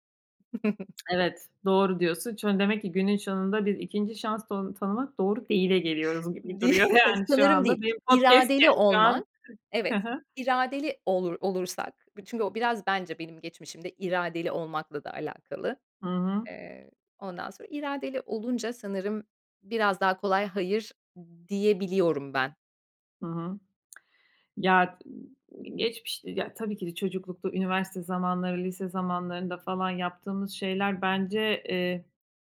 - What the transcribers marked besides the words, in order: chuckle; other background noise; "sonunda" said as "şonunda"; unintelligible speech; laughing while speaking: "şu anda. Benim podcast şu an"; unintelligible speech; tapping
- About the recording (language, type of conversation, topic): Turkish, unstructured, Aşkta ikinci bir şans vermek doğru mu?
- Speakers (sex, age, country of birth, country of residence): female, 40-44, Turkey, Hungary; female, 40-44, Turkey, Malta